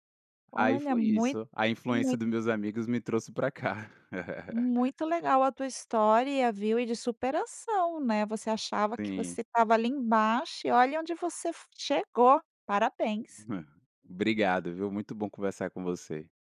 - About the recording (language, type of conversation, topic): Portuguese, podcast, Qual é a influência da família e dos amigos no seu estilo?
- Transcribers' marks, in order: laugh; chuckle